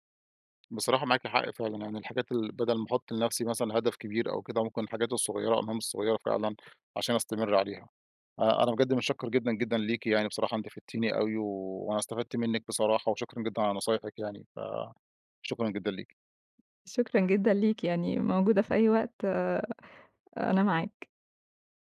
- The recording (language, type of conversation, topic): Arabic, advice, إزاي أقدر ألتزم بممارسة الرياضة كل أسبوع؟
- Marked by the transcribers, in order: tapping; other background noise